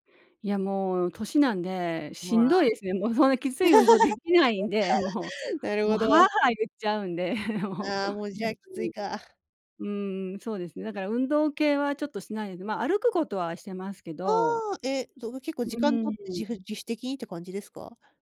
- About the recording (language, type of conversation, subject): Japanese, podcast, 不安を乗り越えるために、普段どんなことをしていますか？
- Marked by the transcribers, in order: laugh; laughing while speaking: "言っちゃうんで、もう"